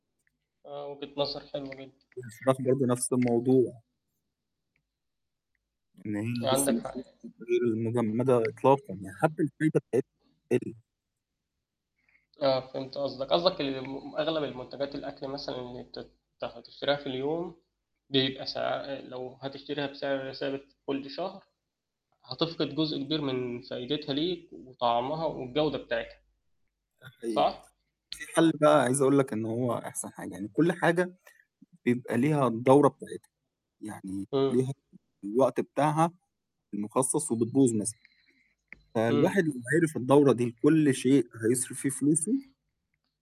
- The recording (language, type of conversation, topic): Arabic, unstructured, إزاي القرارات المالية اللي بناخدها كل يوم بتأثر على حياتنا؟
- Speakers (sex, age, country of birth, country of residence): male, 20-24, Egypt, Egypt; male, 30-34, Egypt, Egypt
- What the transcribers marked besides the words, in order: mechanical hum; tapping; distorted speech; unintelligible speech; unintelligible speech; static